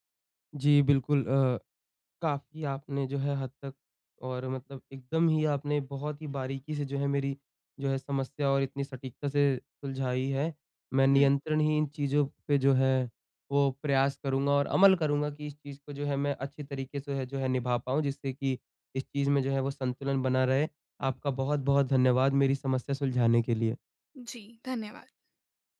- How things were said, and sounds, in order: none
- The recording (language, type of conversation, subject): Hindi, advice, मैं अपने शौक और घर की जिम्मेदारियों के बीच संतुलन कैसे बना सकता/सकती हूँ?